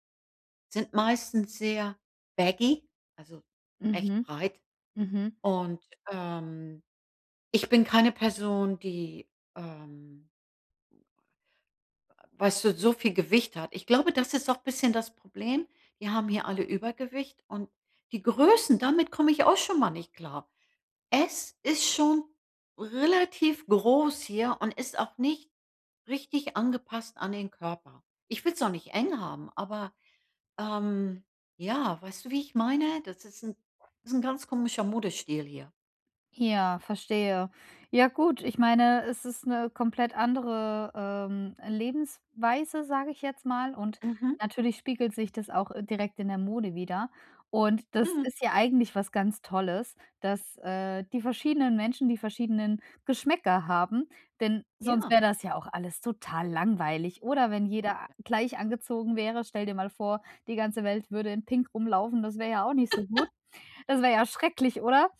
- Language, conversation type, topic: German, advice, Wie finde ich meinen persönlichen Stil, ohne mich unsicher zu fühlen?
- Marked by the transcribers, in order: in English: "baggy"; unintelligible speech; laugh; joyful: "Das wäre ja schrecklich, oder?"